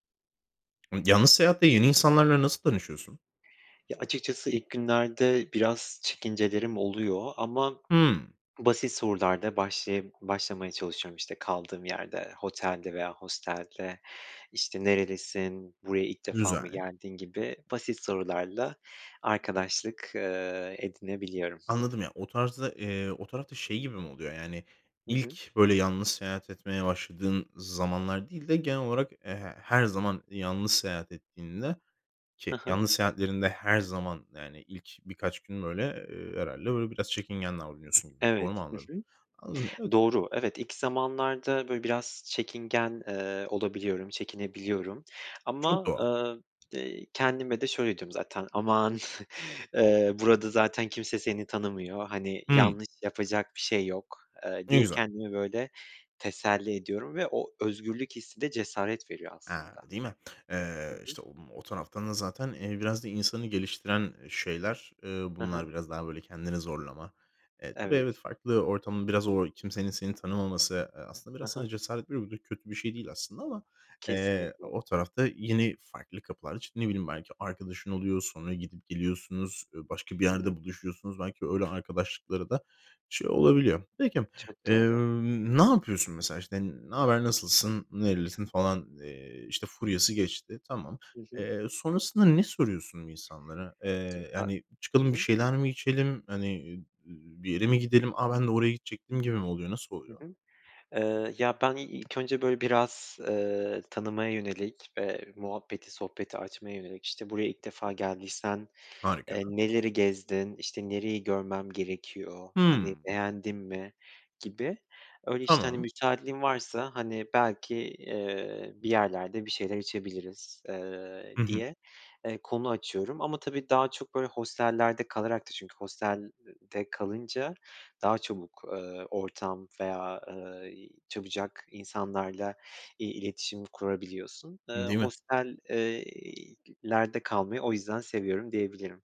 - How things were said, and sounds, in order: tapping; chuckle; other background noise; unintelligible speech
- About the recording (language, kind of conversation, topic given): Turkish, podcast, Yalnız seyahat ederken yeni insanlarla nasıl tanışılır?